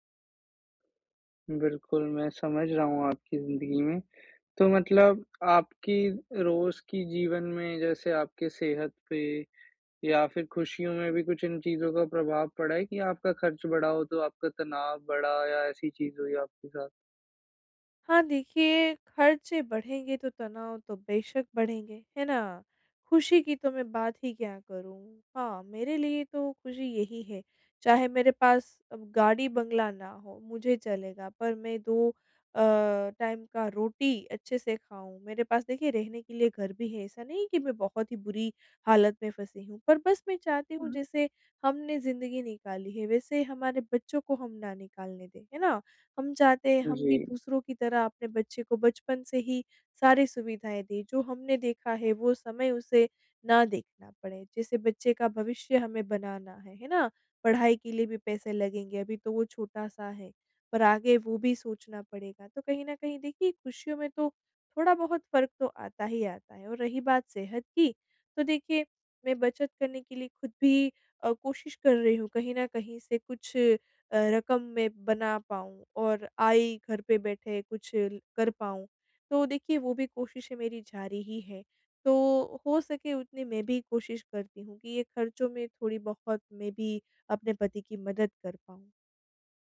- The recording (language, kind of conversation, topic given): Hindi, advice, कैसे तय करें कि खर्च ज़रूरी है या बचत करना बेहतर है?
- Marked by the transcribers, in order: tapping; in English: "टाइम"